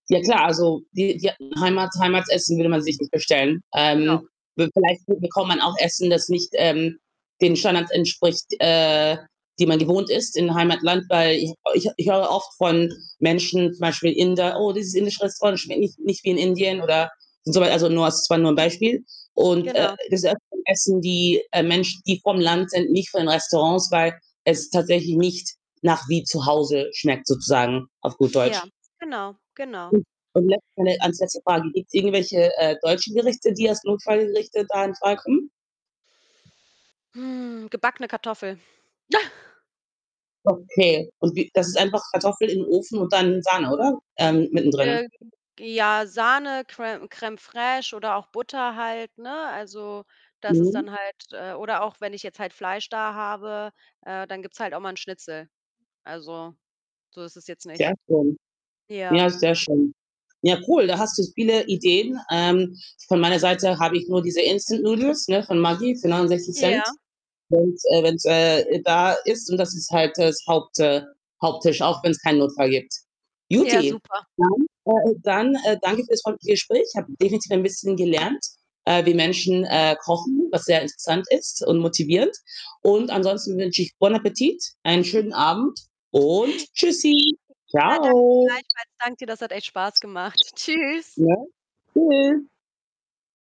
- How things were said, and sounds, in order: distorted speech; other background noise; unintelligible speech; chuckle; unintelligible speech; in English: "Instant-Noodles"; chuckle; in French: "Bon appétit"; unintelligible speech
- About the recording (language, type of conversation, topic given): German, podcast, Was ist dein Notfallrezept, wenn der Kühlschrank leer ist?